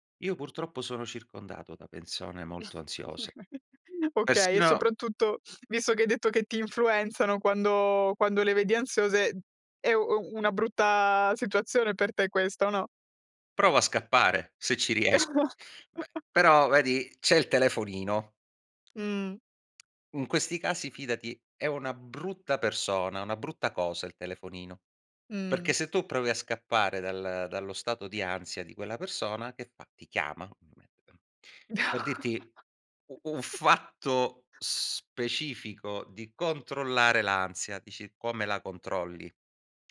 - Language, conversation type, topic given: Italian, podcast, Come tieni sotto controllo l’ansia nella vita di tutti i giorni?
- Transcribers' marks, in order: chuckle; other noise; drawn out: "brutta"; chuckle; tapping; chuckle